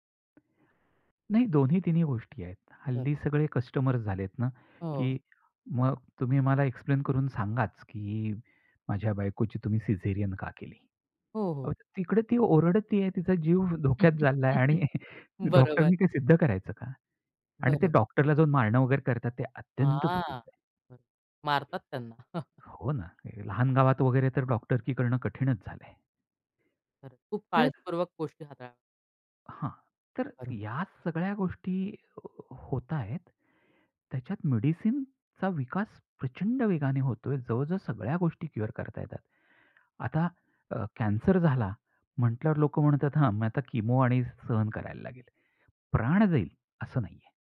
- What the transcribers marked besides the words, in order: tapping; in English: "एक्सप्लेन"; in English: "सिझेरियन"; other background noise; laughing while speaking: "आणि"; drawn out: "हां"; chuckle; in English: "क्युअर"; in English: "किमो"
- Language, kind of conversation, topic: Marathi, podcast, आरोग्य क्षेत्रात तंत्रज्ञानामुळे कोणते बदल घडू शकतात, असे तुम्हाला वाटते का?